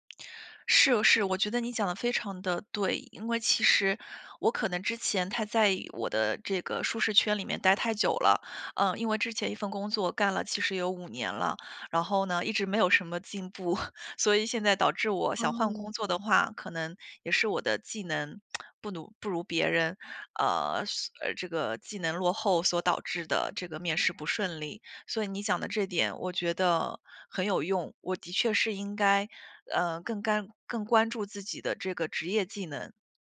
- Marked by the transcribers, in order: chuckle; other background noise; tsk
- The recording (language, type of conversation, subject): Chinese, advice, 如何快速缓解焦虑和恐慌？